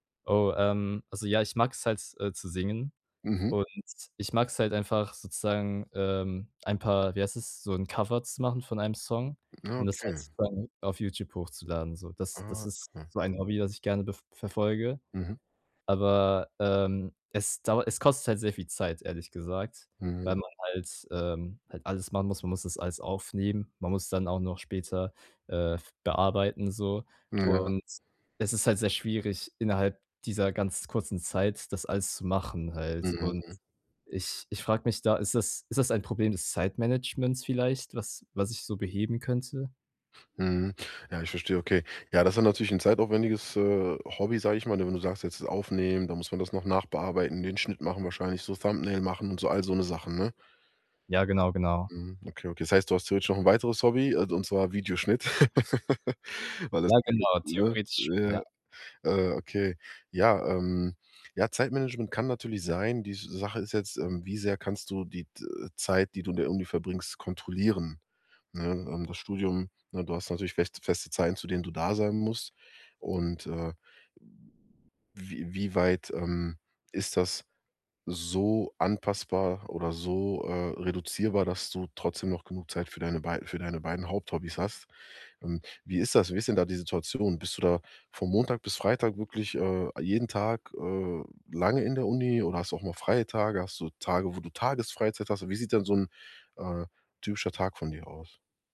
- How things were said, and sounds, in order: chuckle; unintelligible speech
- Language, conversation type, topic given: German, advice, Wie findest du Zeit, um an deinen persönlichen Zielen zu arbeiten?